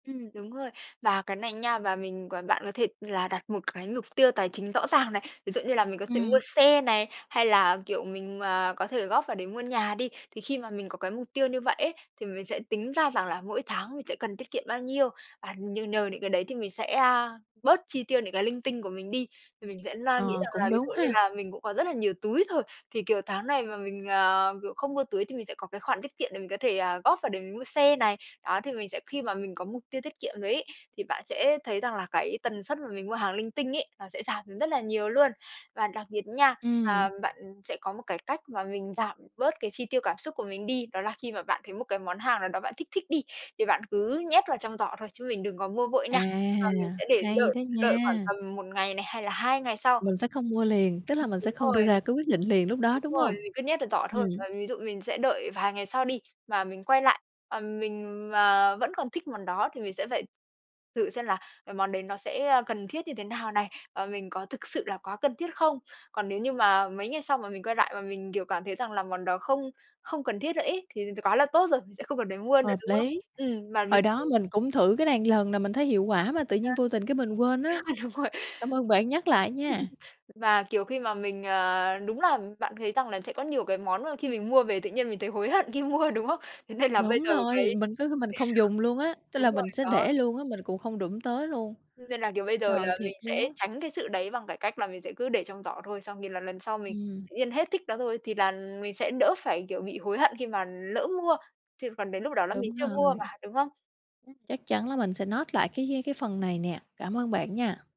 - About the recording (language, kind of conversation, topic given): Vietnamese, advice, Vì sao lương của bạn tăng nhưng bạn vẫn không tiết kiệm được và tiền dư vẫn tiêu hết?
- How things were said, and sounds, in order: tapping; other background noise; unintelligible speech; "một" said as "ừn"; unintelligible speech; laughing while speaking: "Ơ, đúng rồi"; laugh; laughing while speaking: "khi mua"; in English: "note"